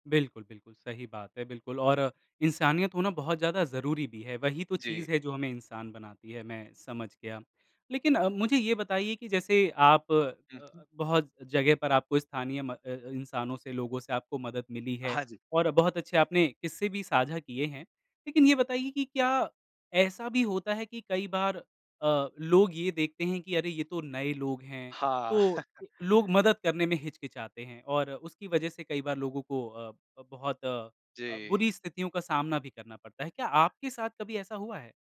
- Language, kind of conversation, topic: Hindi, podcast, किस स्थानीय व्यक्ति से मिली खास मदद का किस्सा क्या है?
- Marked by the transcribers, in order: tapping; chuckle